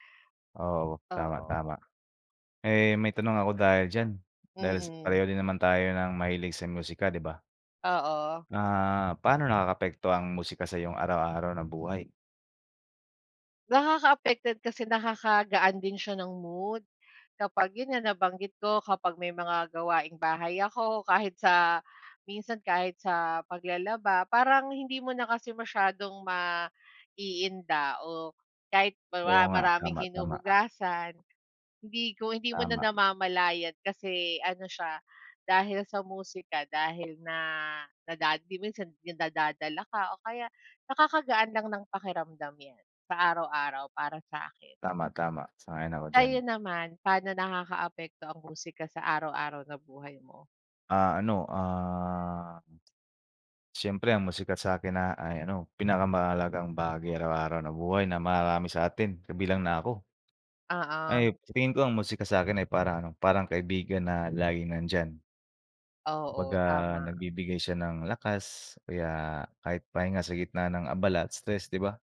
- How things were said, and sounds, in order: tapping; other background noise; fan
- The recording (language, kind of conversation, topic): Filipino, unstructured, Paano nakaaapekto ang musika sa iyong araw-araw na buhay?